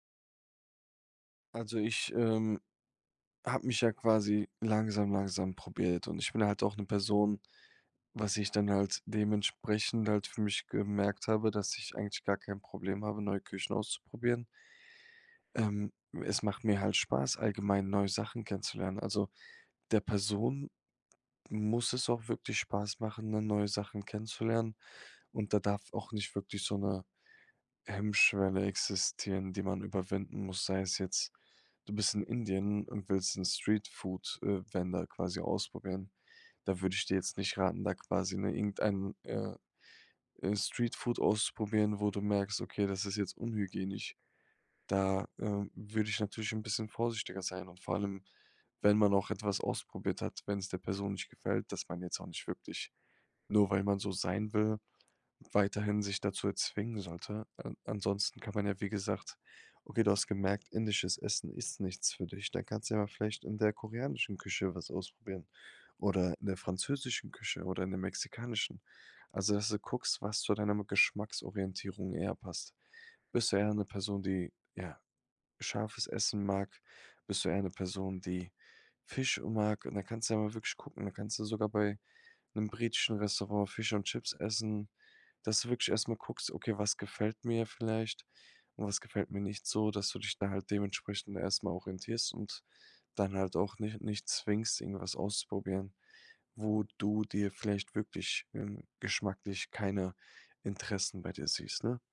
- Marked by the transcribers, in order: in English: "Vendor"
- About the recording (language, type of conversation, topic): German, podcast, Welche Tipps gibst du Einsteigerinnen und Einsteigern, um neue Geschmäcker zu entdecken?